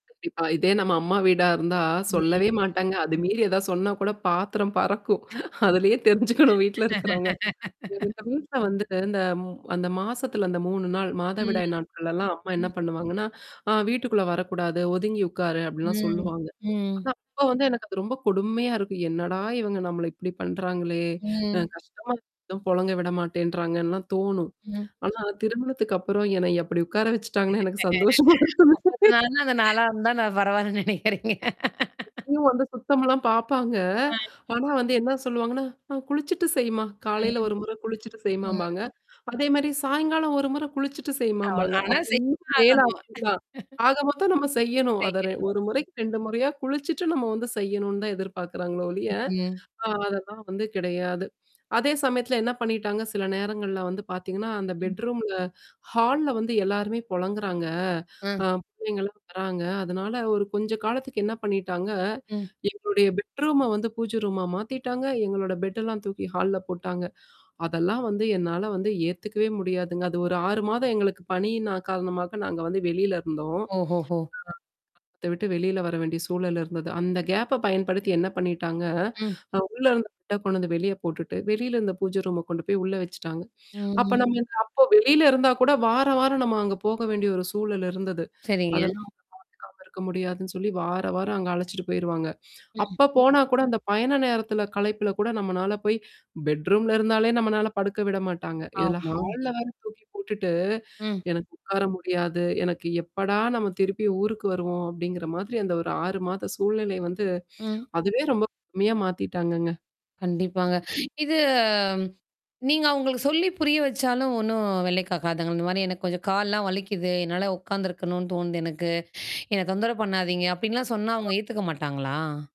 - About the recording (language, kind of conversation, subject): Tamil, podcast, சில நேரங்களில் ஓய்வெடுக்க வீட்டில் ஒரு சிறிய ஓய்வு மூலையை நீங்கள் எப்படி அமைக்கிறீர்கள்?
- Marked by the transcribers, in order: static; distorted speech; tapping; other background noise; laugh; laughing while speaking: "அதுலயே தெரிஞ்சுக்கணும் வீட்ல இருக்கிறவங்க"; unintelligible speech; tongue click; unintelligible speech; laughing while speaking: "வச்சுட்டாங்கன்னு எனக்கு சந்தோஷமா இருக்கு"; laughing while speaking: "அந்த நாளா இருந்த நான் பரவாயில்லன்னு நினைக்கிறேங்க"; laugh; swallow; in English: "பெட்ரூம்ல ஹால்ல"; in English: "பெட்ரூம"; in English: "பெட்டெல்லாம்"; in English: "ஹால்ல"; unintelligible speech; in English: "பெட்ட"; unintelligible speech; disgusted: "எனக்கு எப்படா நம்ம திருப்பி ஊருக்கு … ரொம்ப கொடுமையா மாத்திட்டாங்கங்க"; drawn out: "இது"